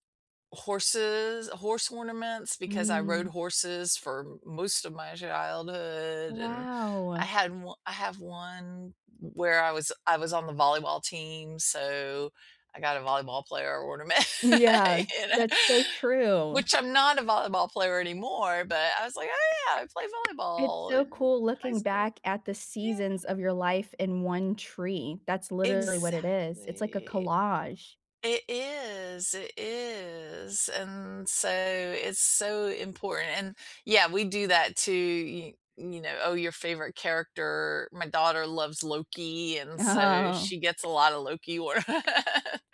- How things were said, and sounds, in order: tapping; laughing while speaking: "ornament, you know"; other background noise; laughing while speaking: "Oh"; laughing while speaking: "orna"; laugh
- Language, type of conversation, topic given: English, unstructured, What is a family tradition that means a lot to you?